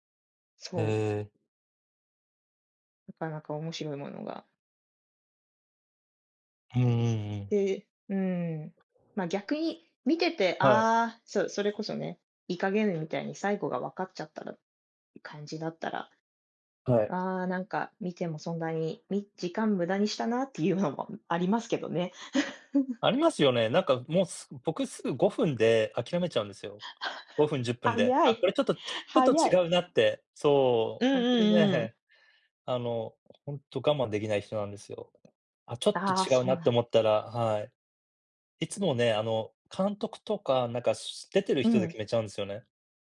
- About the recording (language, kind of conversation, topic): Japanese, unstructured, 今までに観た映画の中で、特に驚いた展開は何ですか？
- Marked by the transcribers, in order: other background noise; tapping; chuckle; chuckle